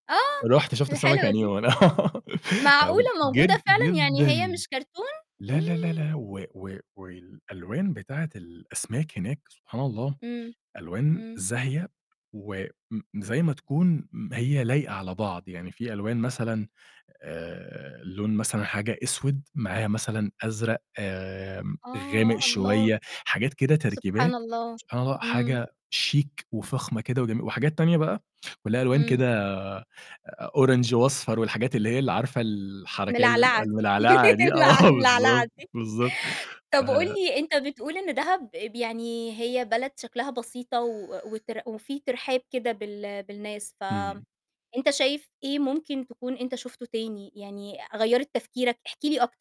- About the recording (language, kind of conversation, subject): Arabic, podcast, إيه أحلى مكان سافرت له وفضل سايب فيك أثر، وليه؟
- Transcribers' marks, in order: laugh; in English: "orange"; giggle; laughing while speaking: "ملع ملعلعة دي"; laughing while speaking: "آه"; other background noise